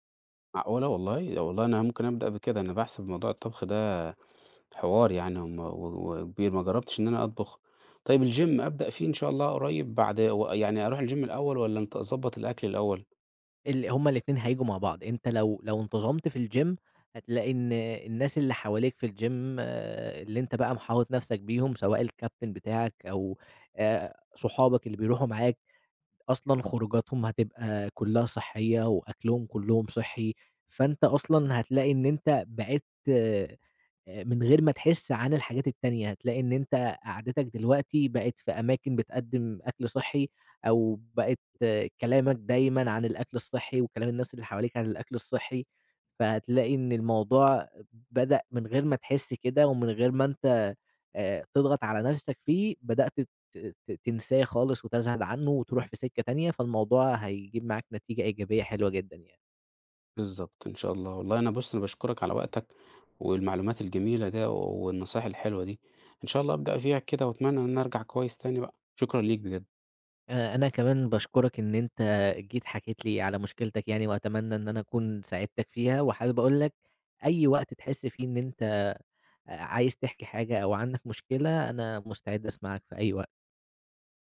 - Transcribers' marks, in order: in English: "الGym"; in English: "الGym"; in English: "الGym"; in English: "الGym"; tapping
- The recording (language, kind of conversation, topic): Arabic, advice, إزاي أقدر أسيطر على اندفاعاتي زي الأكل أو الشراء؟